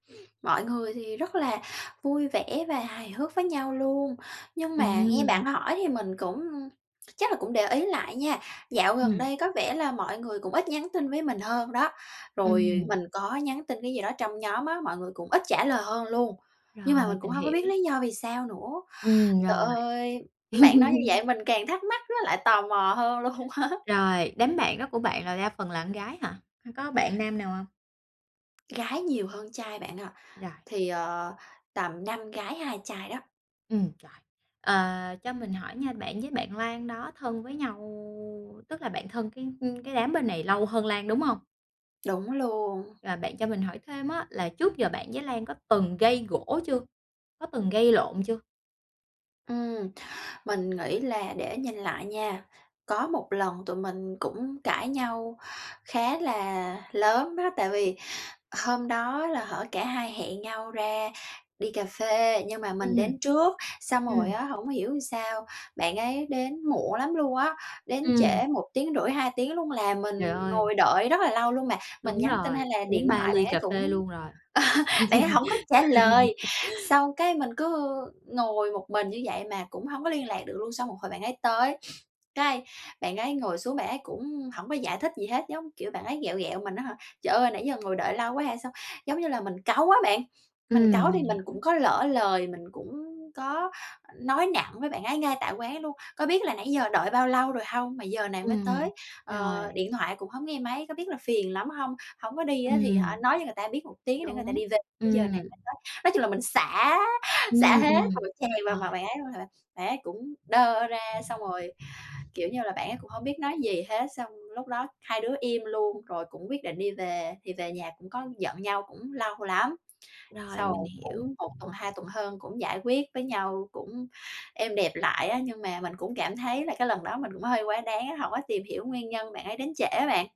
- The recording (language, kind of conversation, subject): Vietnamese, advice, Làm sao để giải quyết mâu thuẫn với một người bạn?
- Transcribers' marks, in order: laugh; laughing while speaking: "luôn á!"; other background noise; tapping; laugh; laugh